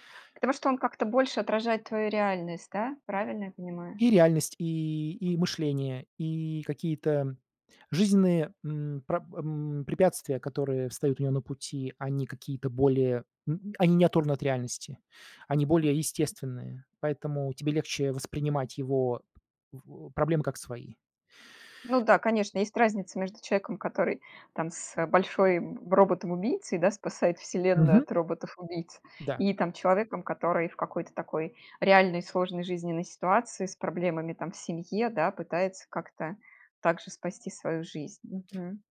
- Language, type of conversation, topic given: Russian, podcast, Какой герой из книги или фильма тебе особенно близок и почему?
- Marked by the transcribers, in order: unintelligible speech; tapping